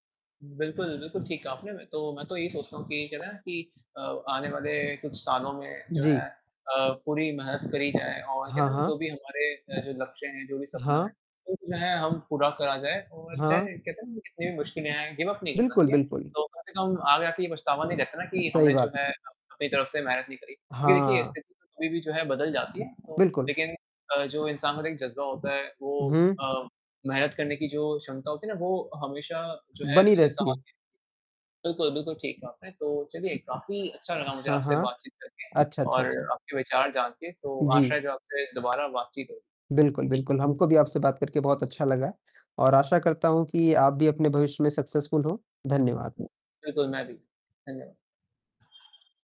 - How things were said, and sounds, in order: mechanical hum; distorted speech; in English: "गिव अप"; tapping; in English: "सक्सेसफुल"; horn
- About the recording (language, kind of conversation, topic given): Hindi, unstructured, तुम्हारे भविष्य के सपने क्या हैं?